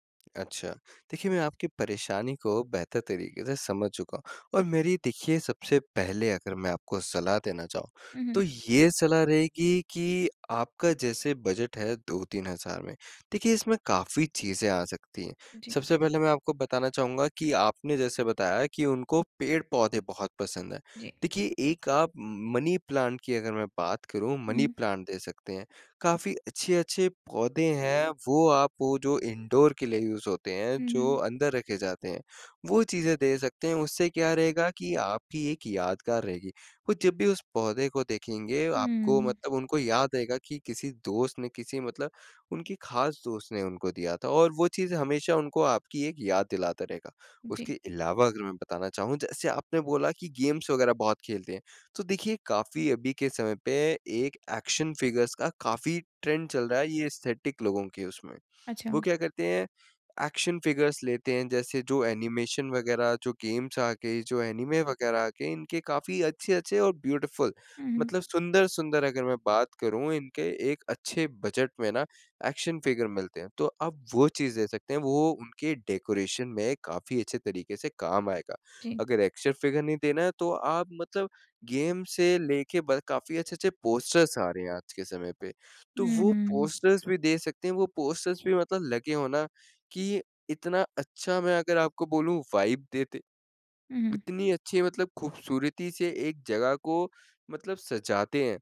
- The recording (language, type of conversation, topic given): Hindi, advice, मैं किसी के लिए उपयुक्त और खास उपहार कैसे चुनूँ?
- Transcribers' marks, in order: in English: "इंडोर"; in English: "यूज़"; in English: "गेम्स"; in English: "एक्शन फ़िगर्स"; in English: "ट्रेंड"; in English: "एस्थेटिक"; in English: "एक्शन फ़िगर्स"; in English: "गेम्स"; in English: "ब्यूटीफुल"; in English: "एक्शन फ़िगर"; in English: "डेकोरेशन"; in English: "एक्शन फ़िगर"; in English: "गेम"; in English: "पोस्टर्स"; in English: "पोस्टर्स"; in English: "पोस्टर्स"; in English: "वाइब"